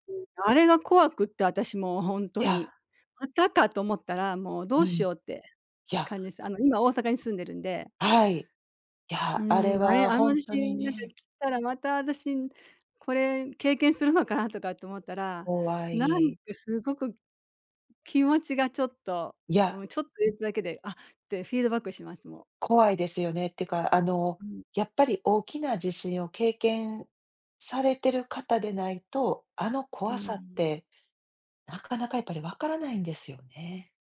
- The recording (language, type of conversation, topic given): Japanese, advice, 過去の記憶がよみがえると、感情が大きく揺れてしまうことについて話していただけますか？
- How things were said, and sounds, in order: none